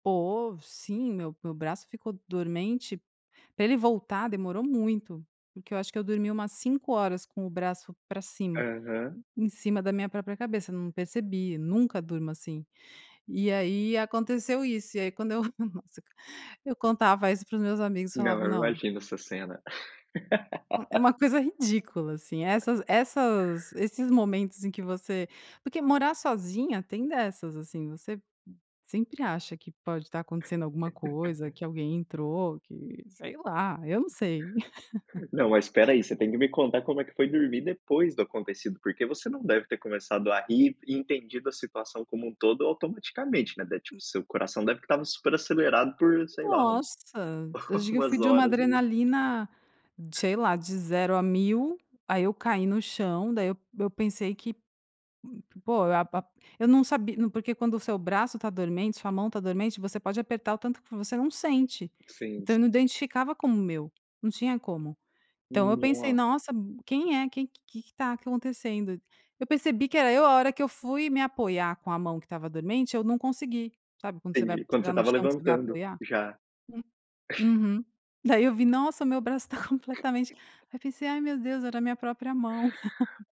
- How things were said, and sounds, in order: giggle; laugh; tapping; laugh; giggle; laugh; other background noise; giggle
- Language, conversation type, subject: Portuguese, podcast, Qual foi a experiência mais engraçada da sua vida?